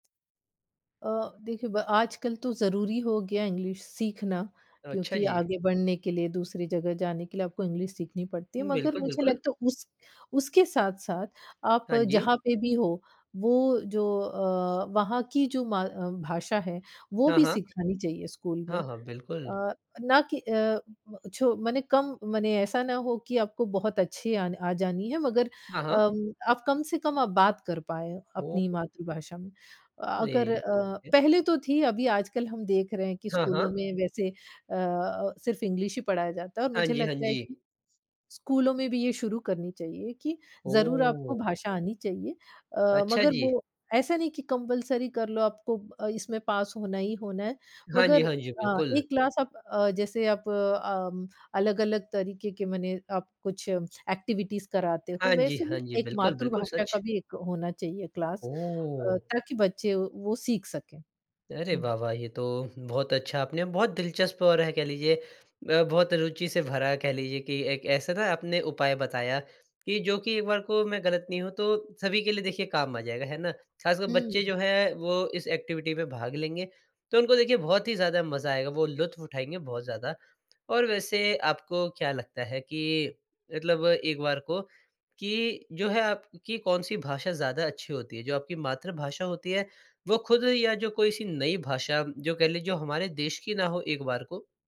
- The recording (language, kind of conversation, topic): Hindi, podcast, नई पीढ़ी तक आप अपनी भाषा कैसे पहुँचाते हैं?
- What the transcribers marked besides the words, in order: in English: "इंग्लिश"; in English: "इंग्लिश"; in English: "इंग्लिश"; in English: "कंपल्सरी"; in English: "क्लास"; in English: "एक्टिविटीज़"; in English: "क्लास"; in English: "एक्टिविटी"